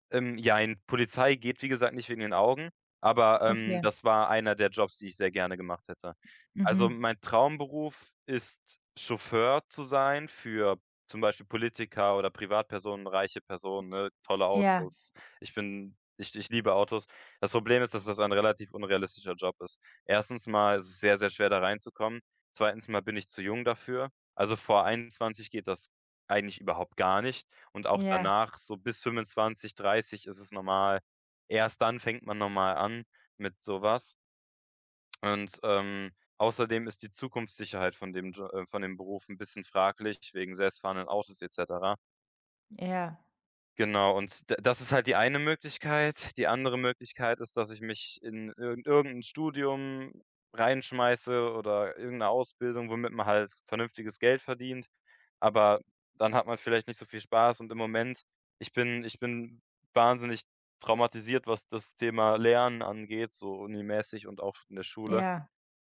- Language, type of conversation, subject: German, advice, Worauf sollte ich meine Aufmerksamkeit richten, wenn meine Prioritäten unklar sind?
- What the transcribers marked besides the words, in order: none